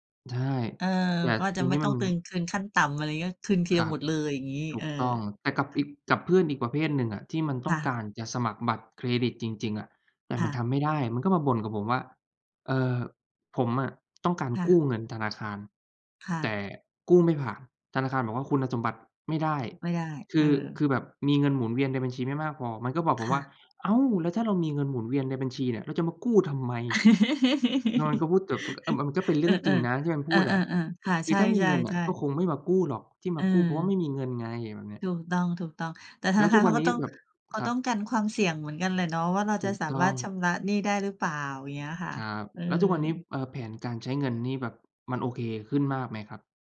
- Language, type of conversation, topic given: Thai, unstructured, คุณคิดว่าการวางแผนการใช้เงินช่วยให้ชีวิตดีขึ้นไหม?
- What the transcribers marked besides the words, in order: tapping; chuckle; other background noise